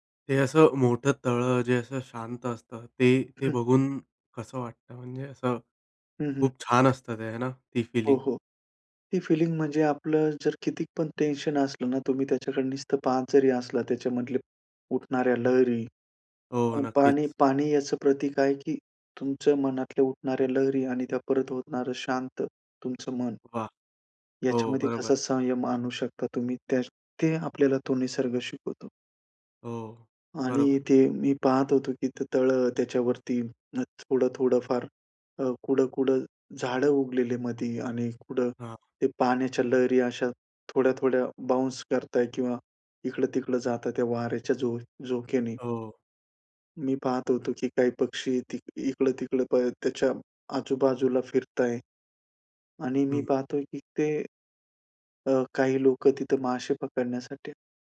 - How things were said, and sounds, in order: other background noise; in English: "फीलिंग?"; in English: "फिलिंग"; tapping; swallow; in English: "बाउन्स"
- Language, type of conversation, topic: Marathi, podcast, निसर्गाकडून तुम्हाला संयम कसा शिकायला मिळाला?